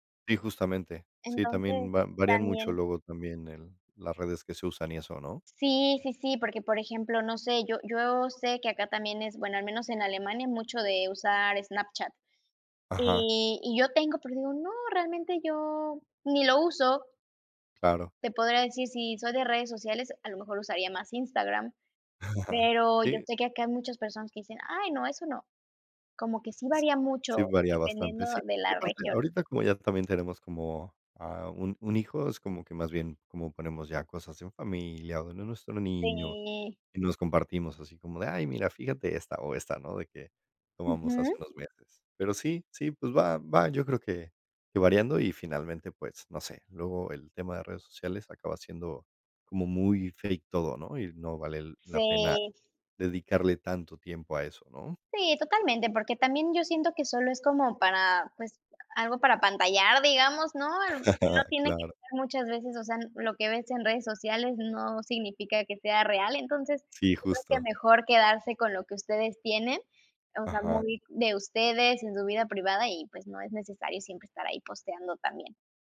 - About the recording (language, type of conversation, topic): Spanish, unstructured, ¿Cómo mantener la chispa en una relación a largo plazo?
- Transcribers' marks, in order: chuckle; tapping; chuckle